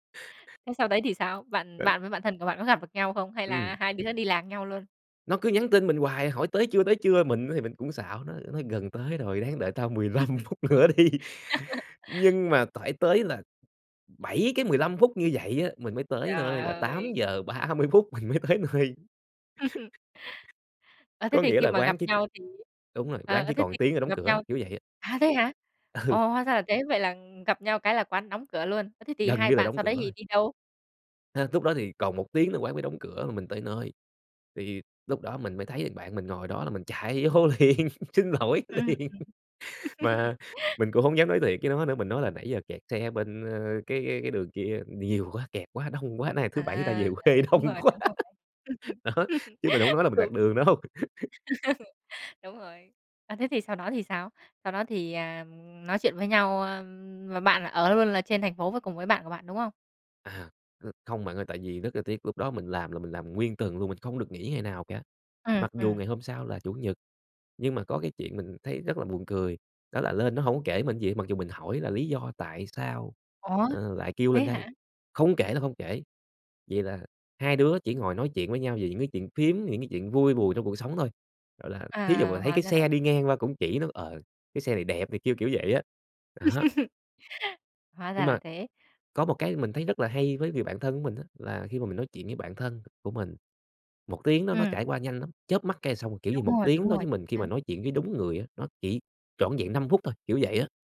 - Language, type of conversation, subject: Vietnamese, podcast, Theo bạn, thế nào là một người bạn thân?
- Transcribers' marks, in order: other noise; tapping; laugh; laughing while speaking: "mười lăm phút nữa đi"; other background noise; laughing while speaking: "mình mới tới nơi"; laugh; laughing while speaking: "Ừ"; laughing while speaking: "vô liền, xin lỗi liền"; laugh; laughing while speaking: "đông quá"; laugh; chuckle; laugh